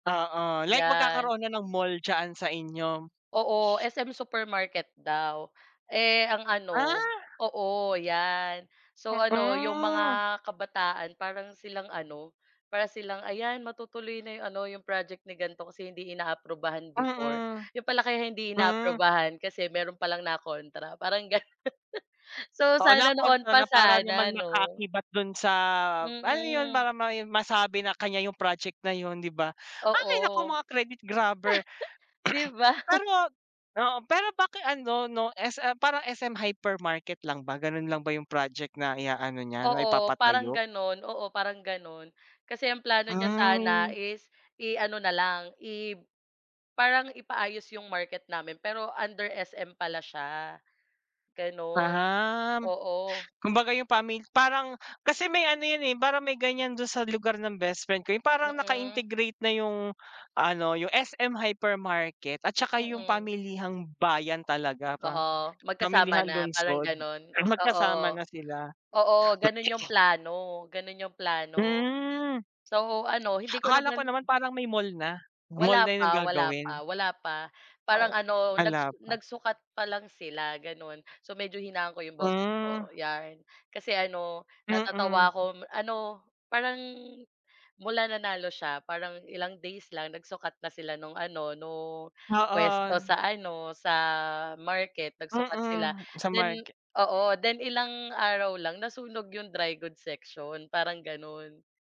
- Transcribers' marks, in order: chuckle; chuckle; in English: "credit grabber"; cough; tapping; unintelligible speech; in English: "dry goods section"
- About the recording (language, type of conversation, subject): Filipino, unstructured, Paano mo tinitingnan ang papel ng kabataan sa politika?